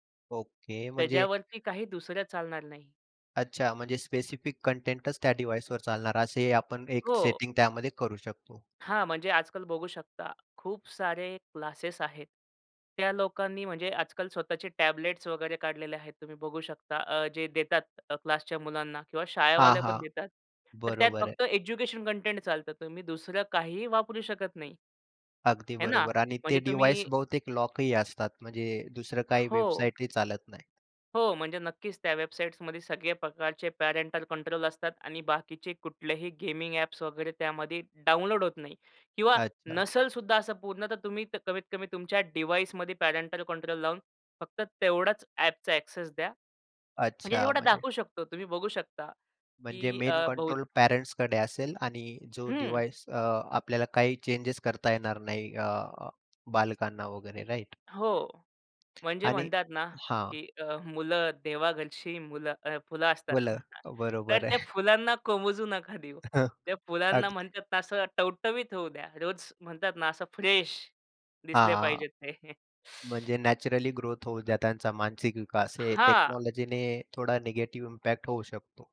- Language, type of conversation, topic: Marathi, podcast, बाळांना मोबाईल फोन किती वयापासून द्यावा आणि रोज किती वेळासाठी द्यावा, असे तुम्हाला वाटते?
- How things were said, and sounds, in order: other background noise; in English: "डिव्हाइसवर"; in English: "टॅबलेट्स"; in English: "डिव्हाइस"; in English: "पॅरेंटल कंट्रोल"; in English: "डिव्हाइसमध्ये पॅरेंटल कंट्रोल"; in English: "ॲक्सेस"; in English: "मेन कंट्रोल"; in English: "डिव्हाइस"; in English: "राइट?"; tapping; laughing while speaking: "आहे"; in English: "फ्रेश"; other noise; in English: "टेक्नॉलॉजीने"; in English: "इम्पॅक्ट"